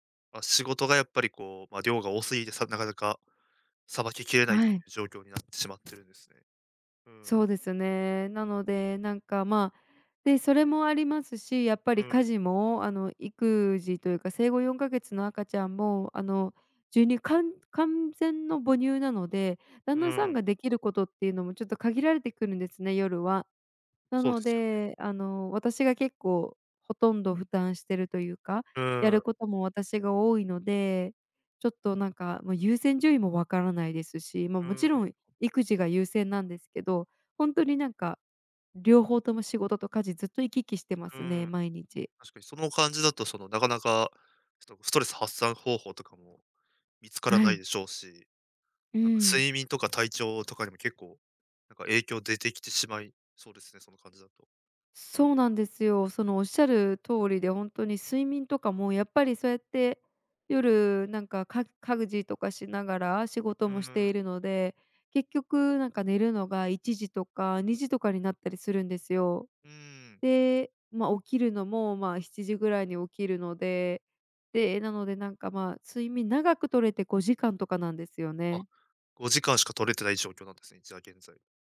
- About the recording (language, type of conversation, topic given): Japanese, advice, 仕事と家事の両立で自己管理がうまくいかないときはどうすればよいですか？
- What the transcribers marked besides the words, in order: other background noise; "家事" said as "かぐじ"